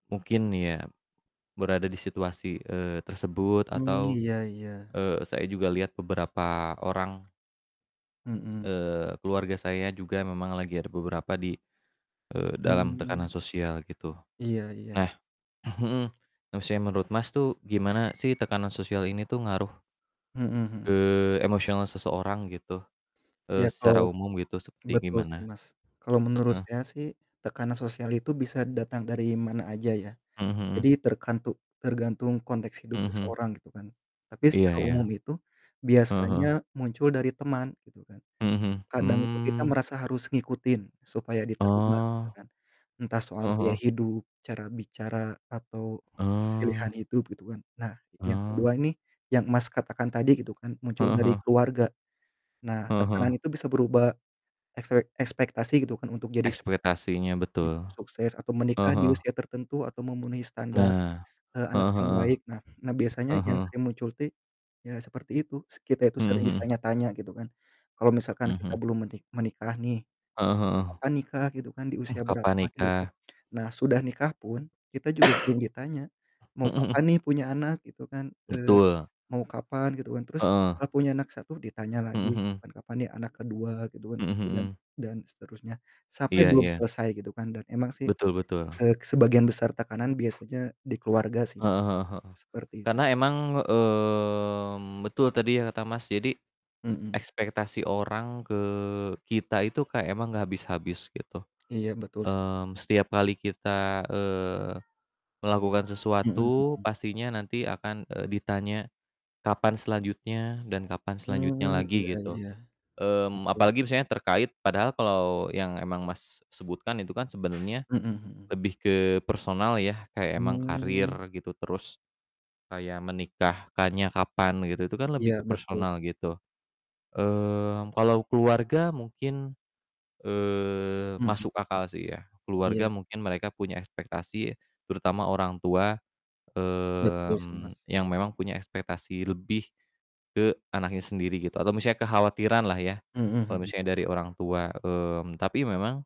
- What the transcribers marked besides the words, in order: static; mechanical hum; throat clearing; door; distorted speech; other background noise; "Ekspektasinya" said as "ekspretasinya"; tapping; cough
- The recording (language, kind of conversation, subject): Indonesian, unstructured, Bagaimana menurutmu tekanan sosial memengaruhi kesehatan emosional seseorang?